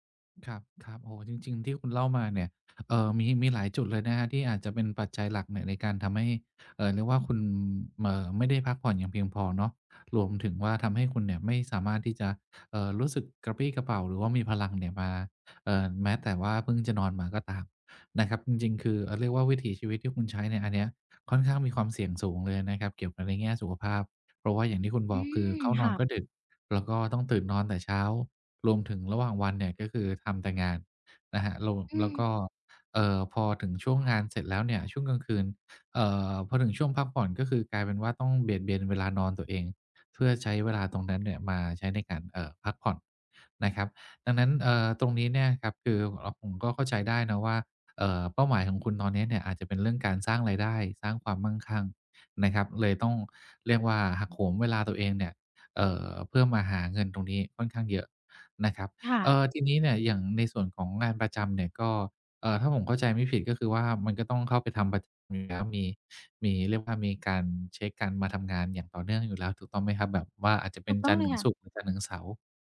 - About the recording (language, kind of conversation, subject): Thai, advice, ตื่นนอนด้วยพลังมากขึ้นได้อย่างไร?
- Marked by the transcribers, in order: other background noise